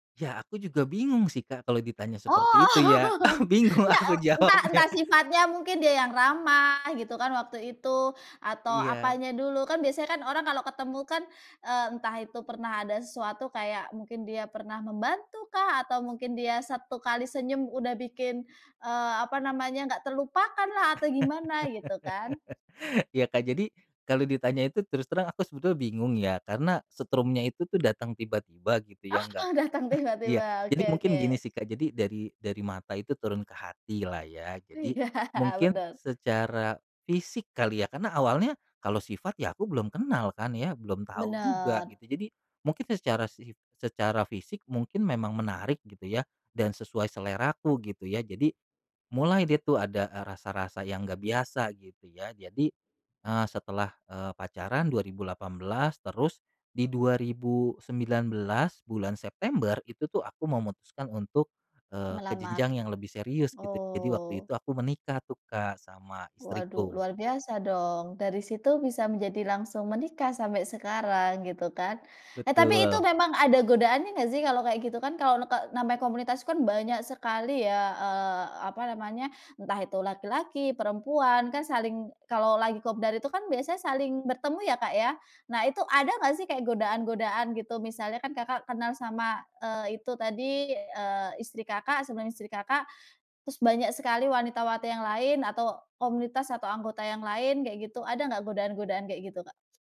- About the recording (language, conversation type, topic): Indonesian, podcast, Pernahkah kamu nekat ikut acara atau komunitas, lalu berujung punya teman seumur hidup?
- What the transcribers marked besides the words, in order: chuckle; laughing while speaking: "Bingung aku jawabnya"; chuckle; tapping; chuckle; other background noise; laughing while speaking: "Iya"